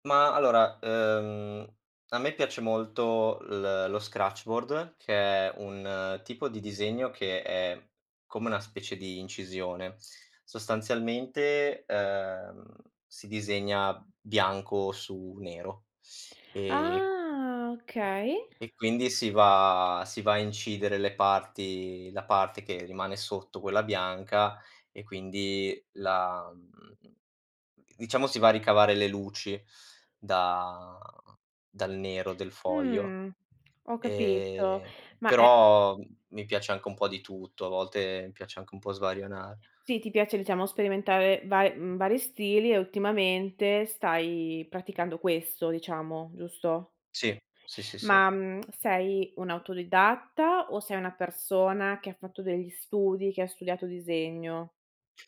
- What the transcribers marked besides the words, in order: in English: "scratchboard"; drawn out: "Ah"; other background noise
- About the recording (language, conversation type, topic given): Italian, podcast, Come organizzi il tuo tempo per dedicarti ai tuoi progetti personali?